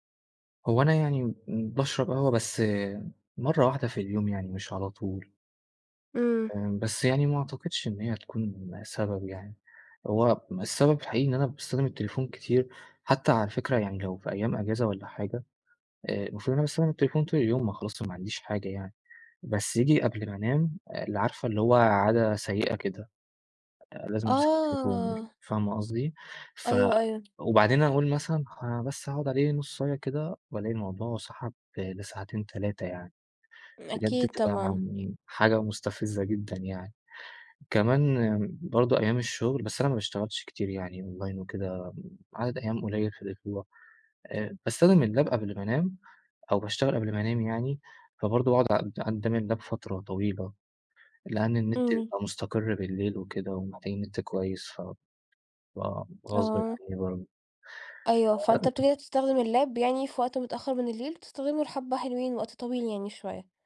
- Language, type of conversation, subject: Arabic, advice, ازاي أقلل وقت استخدام الشاشات قبل النوم؟
- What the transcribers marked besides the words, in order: tapping; unintelligible speech; in English: "أونلاين"; in English: "اللاب"; unintelligible speech; in English: "اللاب"; unintelligible speech; in English: "اللاب"